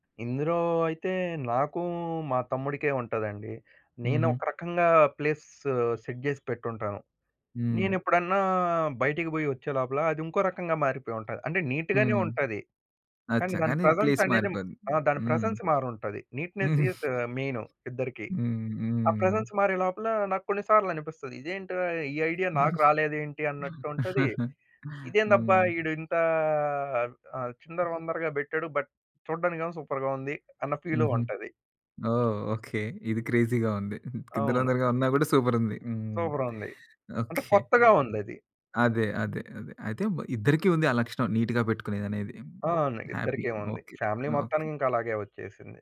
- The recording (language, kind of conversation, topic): Telugu, podcast, ఇల్లు ఎప్పుడూ శుభ్రంగా, సర్దుబాటుగా ఉండేలా మీరు పాటించే చిట్కాలు ఏమిటి?
- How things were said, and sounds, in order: in English: "ప్లేస్ సెట్"; in English: "నీట్"; in English: "ప్రెజెన్స్"; in Hindi: "అచ్చా!"; in English: "ప్రెజెన్స్"; in English: "ప్లేస్"; giggle; in English: "ప్రెజెన్స్"; giggle; chuckle; other background noise; in English: "బట్"; in English: "సూపర్‌గా"; in English: "క్రేజీ‌గా"; chuckle; in English: "సూపర్"; in English: "నీట్‌గా"; in English: "హ్యాపీ"; in English: "ఫ్యామిలీ"